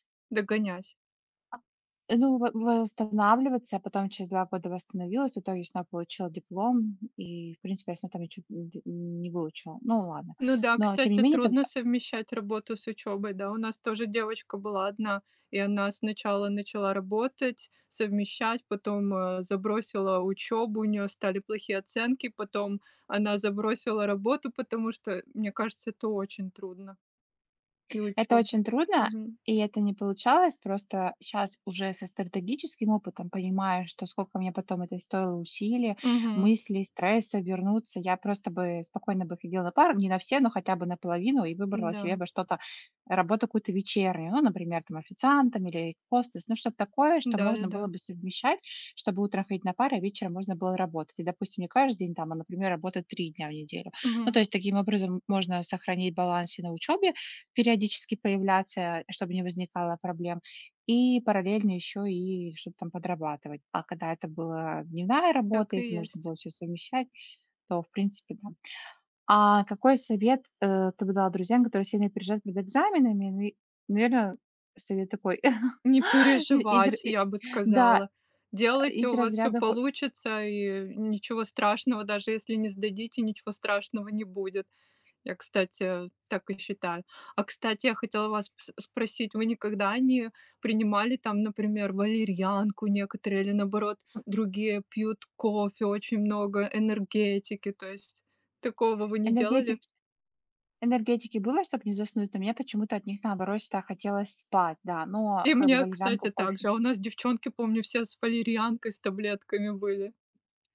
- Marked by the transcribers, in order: background speech; tapping; chuckle; other background noise
- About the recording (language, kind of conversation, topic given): Russian, unstructured, Как справляться с экзаменационным стрессом?